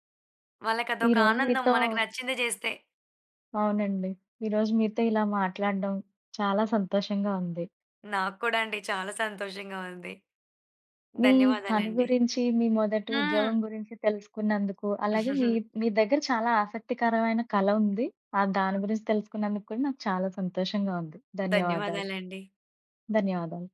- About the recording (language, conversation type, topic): Telugu, podcast, మీ మొదటి ఉద్యోగం గురించి చెప్పగలరా?
- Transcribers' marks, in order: tapping; giggle; other noise